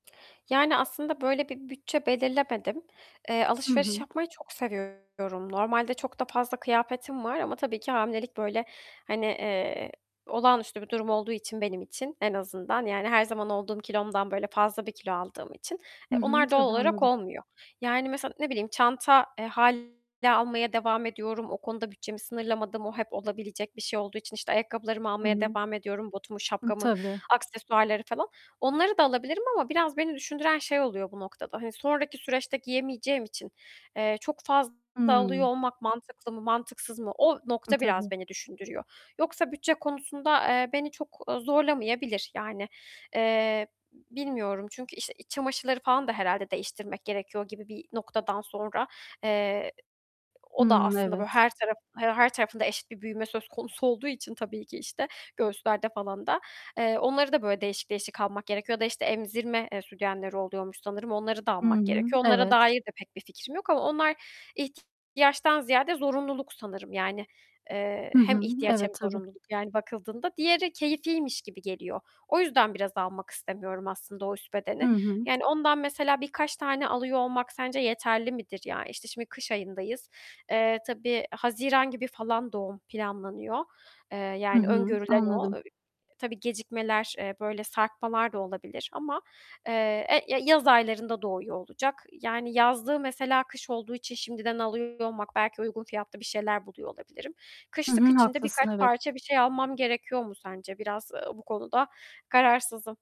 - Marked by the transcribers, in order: tapping; distorted speech; other background noise
- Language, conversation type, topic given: Turkish, advice, Bütçemi aşmadan kendi stilimi nasıl koruyup geliştirebilirim?